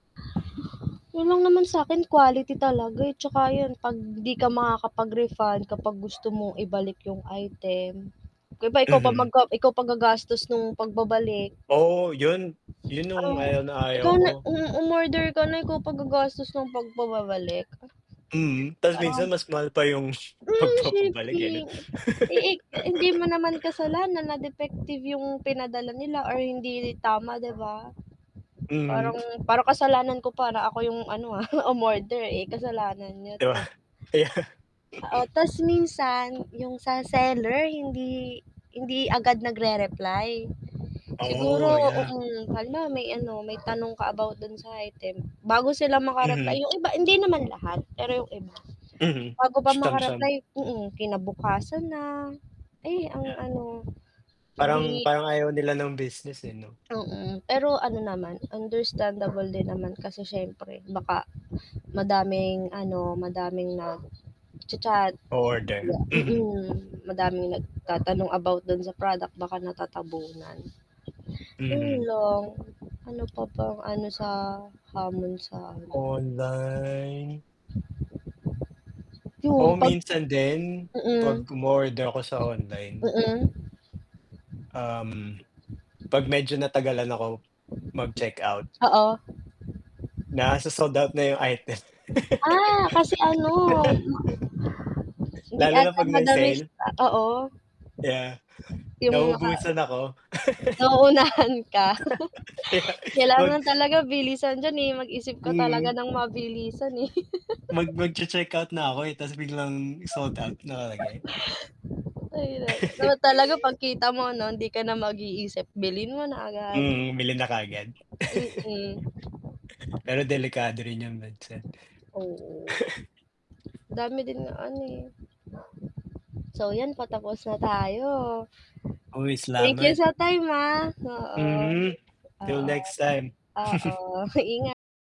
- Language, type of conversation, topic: Filipino, unstructured, Ano ang mas pinapaboran mo: mamili sa mall o sa internet?
- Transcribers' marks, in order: mechanical hum; wind; dog barking; other background noise; static; "pagbabalik" said as "pagpababalik"; other animal sound; laughing while speaking: "pagpapa-balik"; laugh; chuckle; laughing while speaking: "Di ba? Kaya"; snort; tapping; distorted speech; drawn out: "Online"; laugh; "matamis" said as "madamis"; laughing while speaking: "nauunahan ka"; chuckle; laugh; laughing while speaking: "Kaya"; chuckle; chuckle; chuckle; chuckle; chuckle